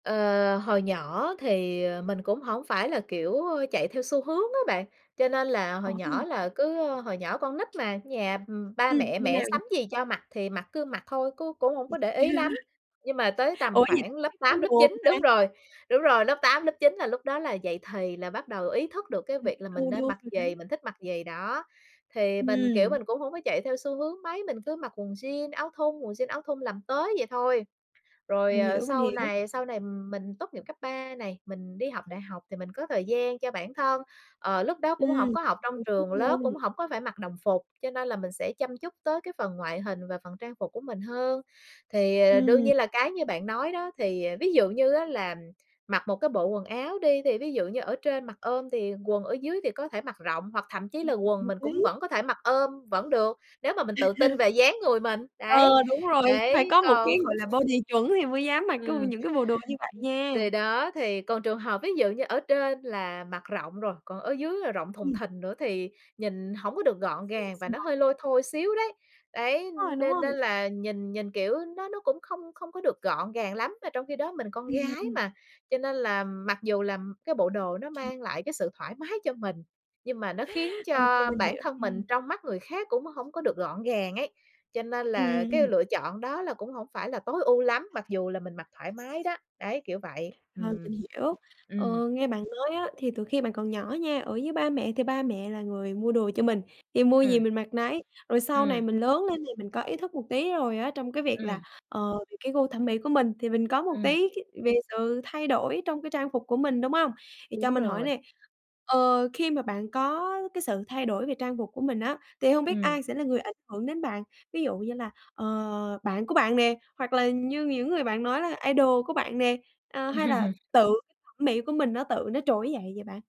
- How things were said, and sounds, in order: unintelligible speech; other background noise; tapping; unintelligible speech; laugh; unintelligible speech; unintelligible speech; unintelligible speech; laugh; in English: "body"; unintelligible speech; unintelligible speech; in English: "idol"; laughing while speaking: "Ừm"
- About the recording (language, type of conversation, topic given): Vietnamese, podcast, Điều gì ảnh hưởng nhiều nhất đến gu thẩm mỹ của bạn?